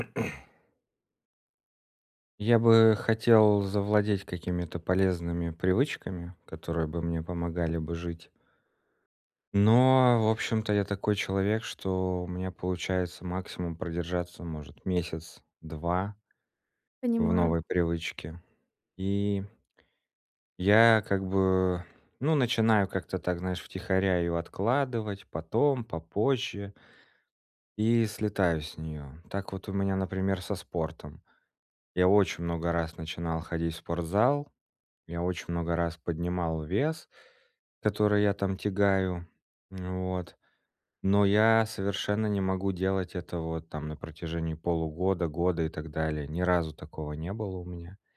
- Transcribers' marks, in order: throat clearing; tapping
- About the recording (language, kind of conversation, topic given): Russian, advice, Как поддерживать мотивацию и дисциплину, когда сложно сформировать устойчивую привычку надолго?